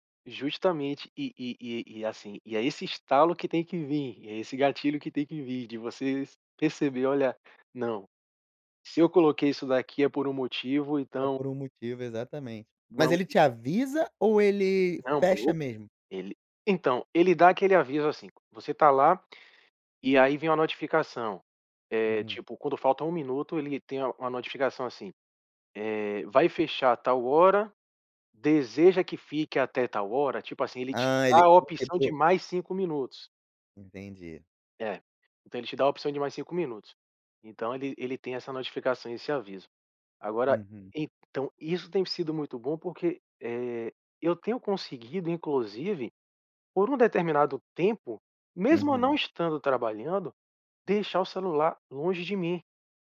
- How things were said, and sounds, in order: "vir" said as "vim"; "você" said as "vocês"; unintelligible speech; unintelligible speech
- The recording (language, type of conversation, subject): Portuguese, podcast, Como você evita distrações no celular enquanto trabalha?